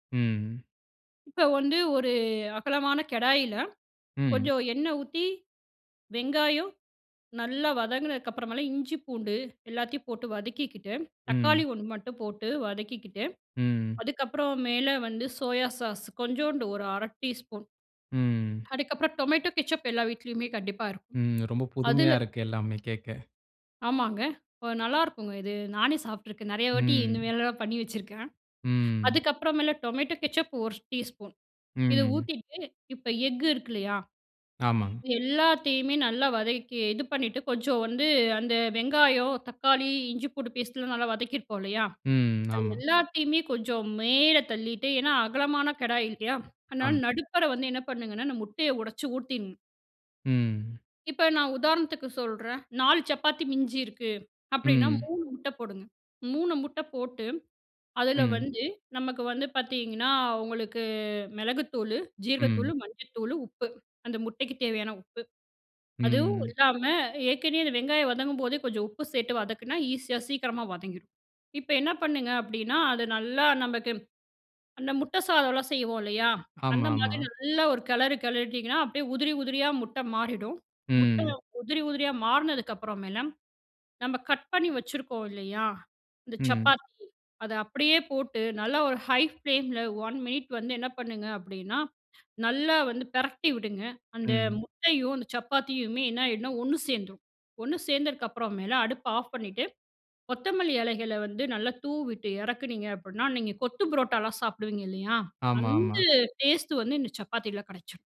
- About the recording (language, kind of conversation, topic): Tamil, podcast, மீதமுள்ள உணவுகளை எப்படிச் சேமித்து, மறுபடியும் பயன்படுத்தி அல்லது பிறருடன் பகிர்ந்து கொள்கிறீர்கள்?
- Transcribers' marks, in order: other noise; drawn out: "ஒரு"; "கடாயில" said as "கெடாயில"; drawn out: "ம்"; in English: "டொமேட்டோ கெட்சப்"; tapping; other background noise; in English: "டொமேட்டோ கெட்சப்"; horn; background speech; drawn out: "உங்களுக்கு"; "சேத்து" said as "சேட்டு"; in English: "ஹை ஃப்ளேமில ஒன் மினிட்"